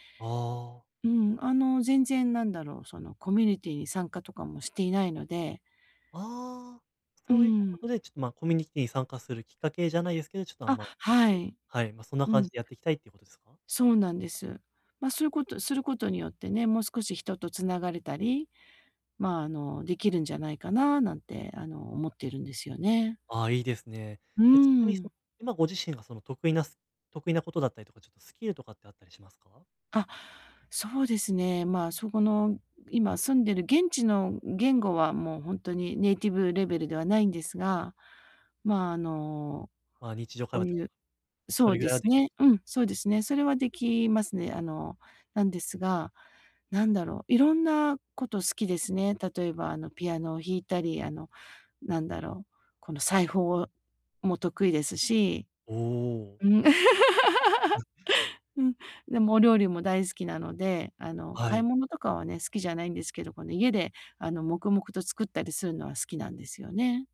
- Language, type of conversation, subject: Japanese, advice, 限られた時間で、どうすれば周りの人や社会に役立つ形で貢献できますか？
- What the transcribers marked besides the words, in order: other noise; laugh